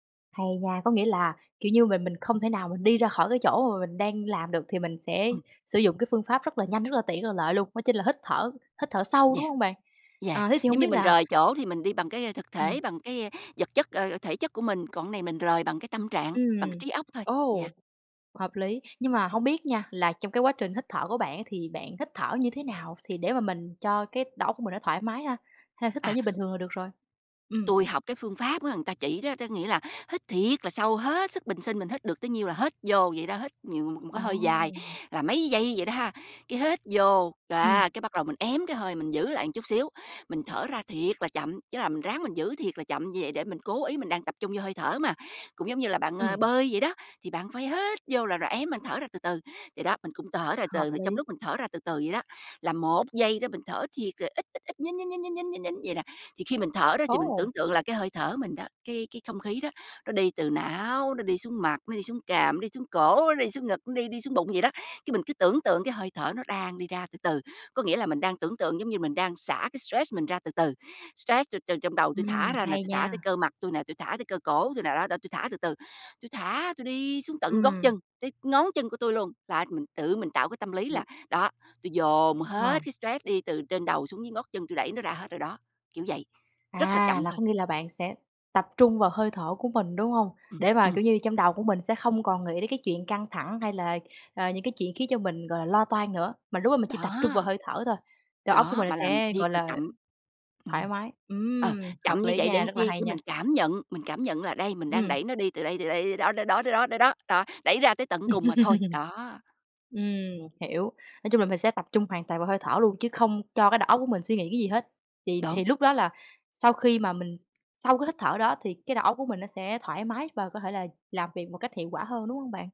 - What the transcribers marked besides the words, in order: other background noise; tapping; "thở" said as "tở"; laugh
- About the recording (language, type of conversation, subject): Vietnamese, podcast, Bạn xử lý căng thẳng và kiệt sức như thế nào?